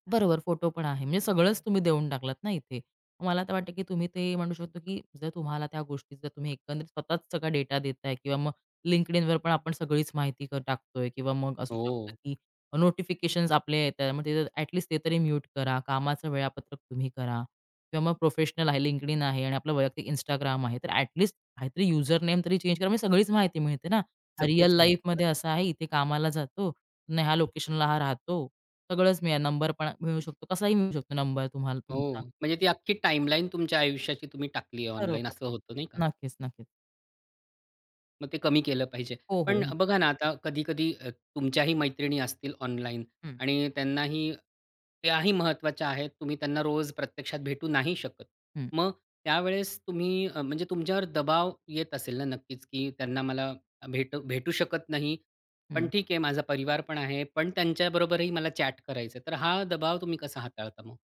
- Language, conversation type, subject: Marathi, podcast, ऑनलाइन आणि प्रत्यक्ष आयुष्यातील सीमारेषा ठरवाव्यात का, आणि त्या का व कशा ठरवाव्यात?
- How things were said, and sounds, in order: tapping; in English: "लाईफमध्ये"; in English: "चॅट"